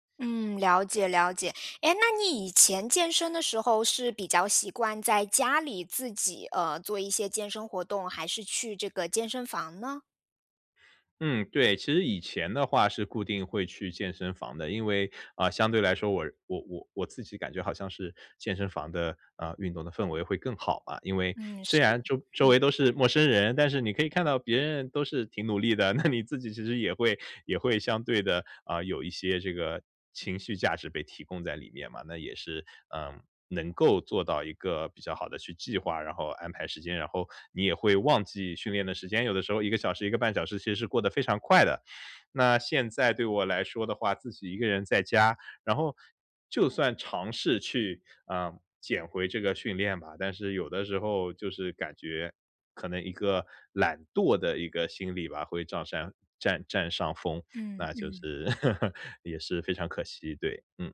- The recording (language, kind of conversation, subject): Chinese, advice, 如何持续保持对爱好的动力？
- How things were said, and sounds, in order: laughing while speaking: "那你"; other noise; chuckle